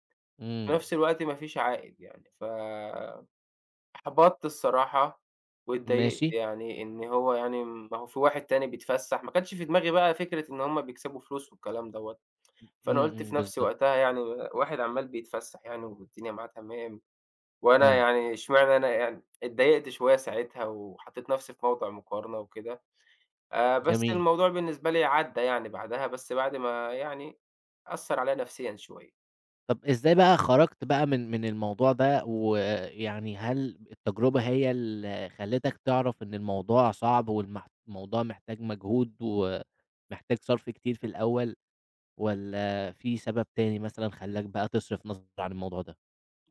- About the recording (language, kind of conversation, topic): Arabic, podcast, ازاي بتتعامل مع إنك بتقارن حياتك بحياة غيرك أونلاين؟
- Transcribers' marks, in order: tapping; other noise